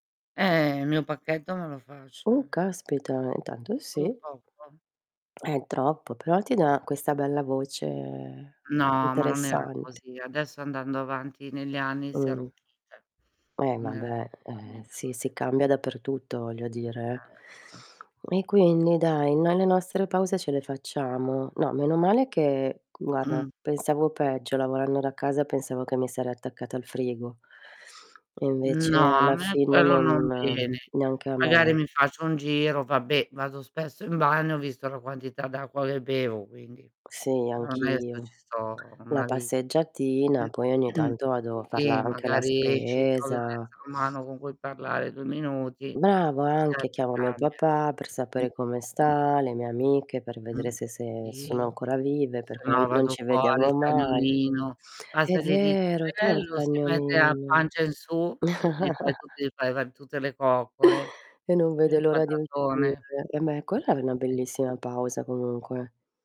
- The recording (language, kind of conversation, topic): Italian, unstructured, In che modo le pause regolari possono aumentare la nostra produttività?
- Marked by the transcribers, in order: tapping; distorted speech; drawn out: "voce"; unintelligible speech; static; unintelligible speech; other background noise; throat clearing; throat clearing; chuckle; unintelligible speech